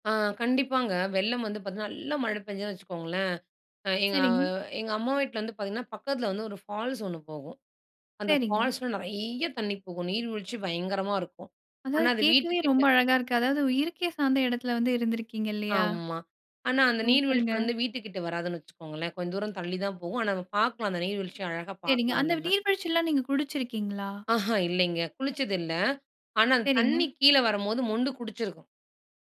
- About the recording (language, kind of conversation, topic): Tamil, podcast, மழைக்காலம் வருவதற்கு முன் வீட்டை எந்த விதத்தில் தயார் செய்கிறீர்கள்?
- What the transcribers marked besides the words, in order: in English: "ஃபால்ஸ்"; in English: "ஃபால்ஸ்ல"